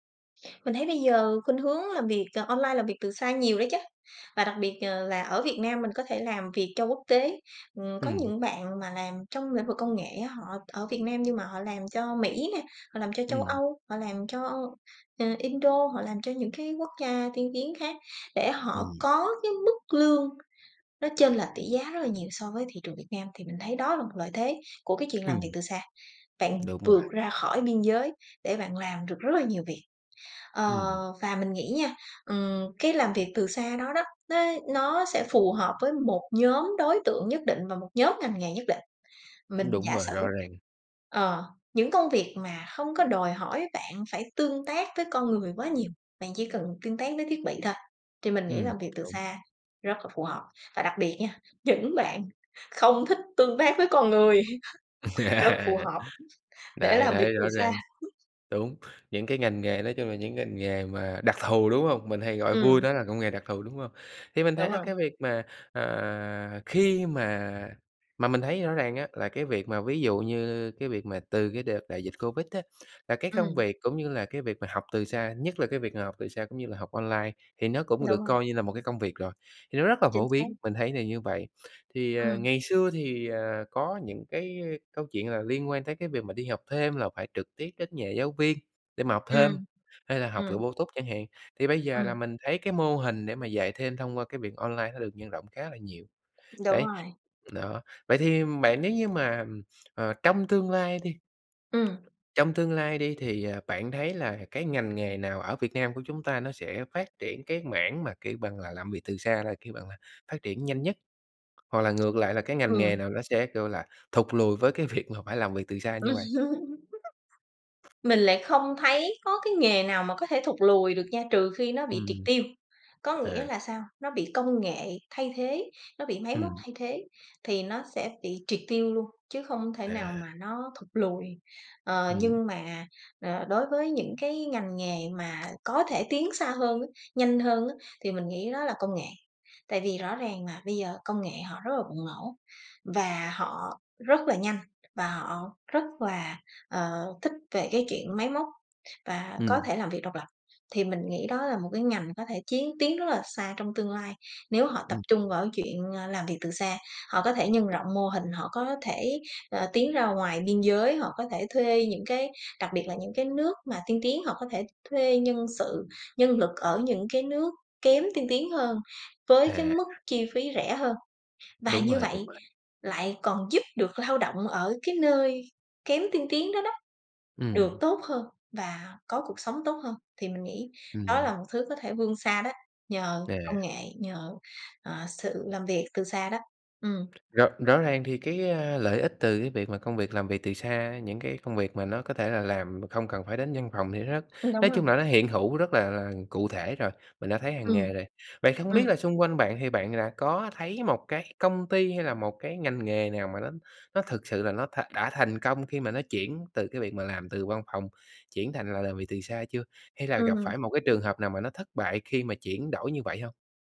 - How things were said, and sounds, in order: tapping; laughing while speaking: "những"; laugh; laughing while speaking: "người"; laugh; laughing while speaking: "để làm việc từ xa!"; laugh
- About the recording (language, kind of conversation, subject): Vietnamese, podcast, Bạn nghĩ gì về làm việc từ xa so với làm việc tại văn phòng?